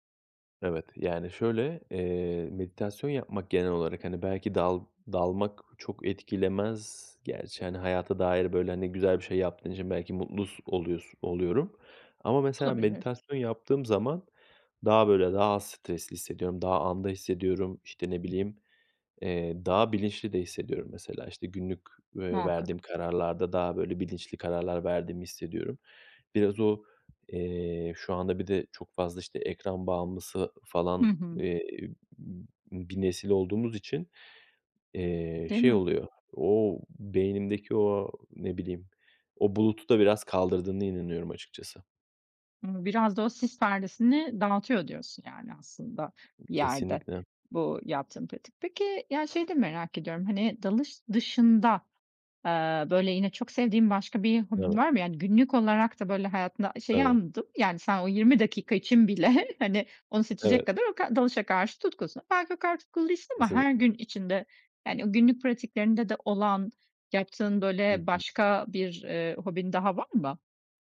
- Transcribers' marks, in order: other background noise; laughing while speaking: "bile"
- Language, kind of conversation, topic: Turkish, podcast, Günde sadece yirmi dakikanı ayırsan hangi hobiyi seçerdin ve neden?